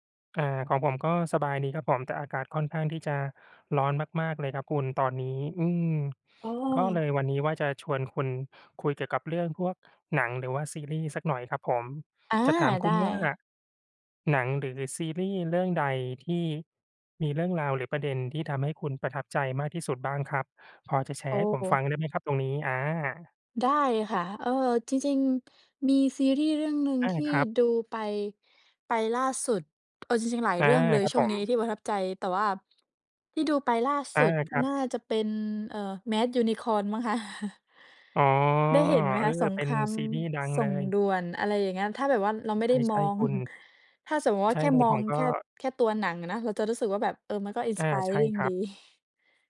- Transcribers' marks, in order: chuckle; tapping; chuckle; in English: "Inspiring"
- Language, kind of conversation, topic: Thai, unstructured, หนังเรื่องไหนที่คุณดูแล้วรู้สึกประทับใจที่สุด?